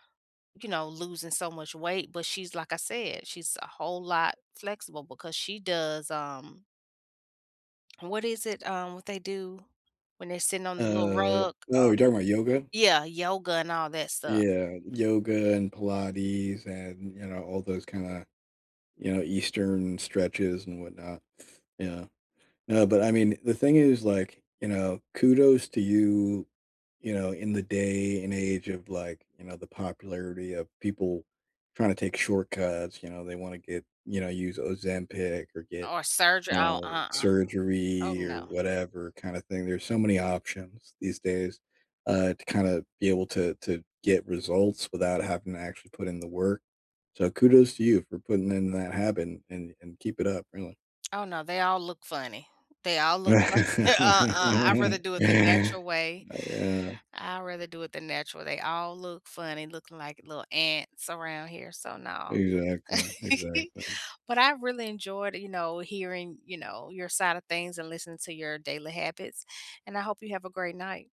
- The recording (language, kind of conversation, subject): English, unstructured, What tiny daily habit has quietly changed your life, and how did you make it stick?
- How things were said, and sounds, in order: other background noise; drawn out: "Uh"; background speech; tapping; laugh; chuckle; chuckle